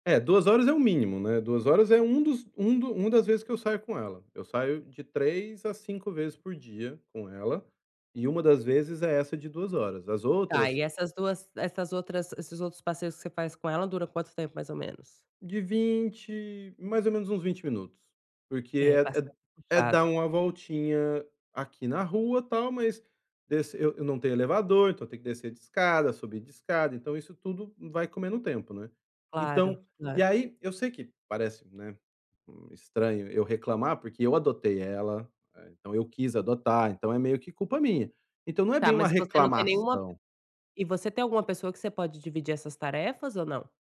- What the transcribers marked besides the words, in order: tapping
- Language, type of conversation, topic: Portuguese, advice, Como lidar com a sobrecarga quando as responsabilidades aumentam e eu tenho medo de falhar?